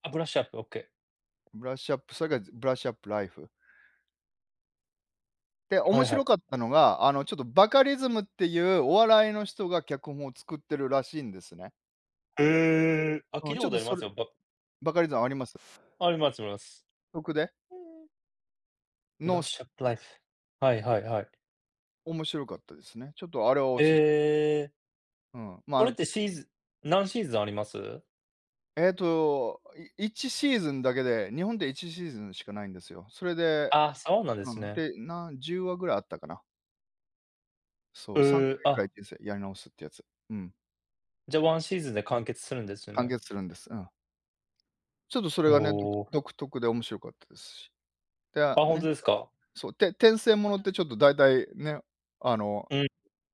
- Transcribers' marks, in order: none
- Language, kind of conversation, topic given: Japanese, unstructured, 最近見た映画で、特に印象に残った作品は何ですか？